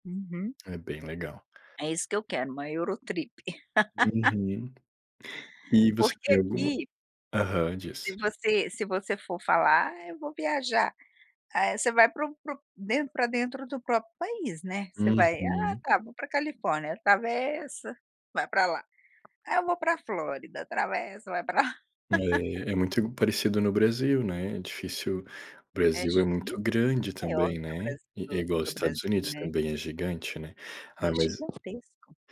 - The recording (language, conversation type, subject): Portuguese, unstructured, Como você equilibra o seu tempo entre a família e os amigos?
- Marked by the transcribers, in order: in English: "Eurotrip"; laugh; tapping; laugh; unintelligible speech